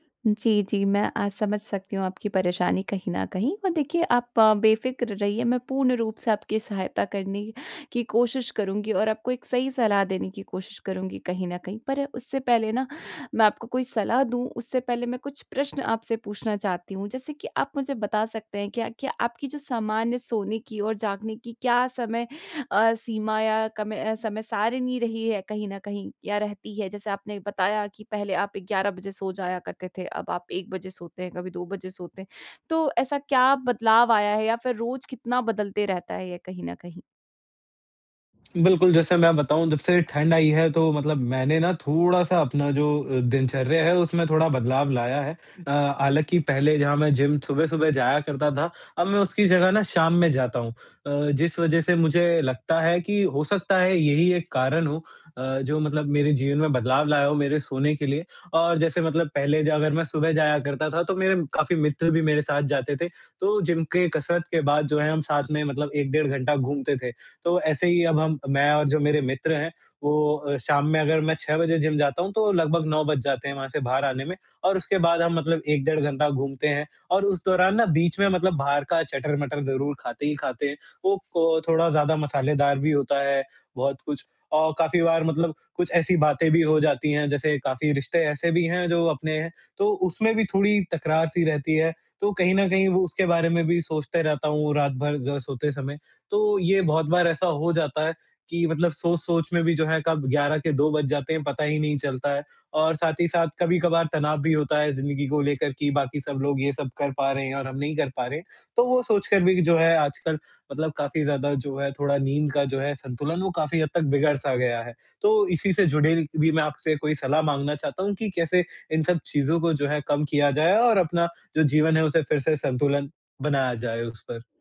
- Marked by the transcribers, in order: none
- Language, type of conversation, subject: Hindi, advice, आपकी नींद का समय कितना अनियमित रहता है और आपको पर्याप्त नींद क्यों नहीं मिल पाती?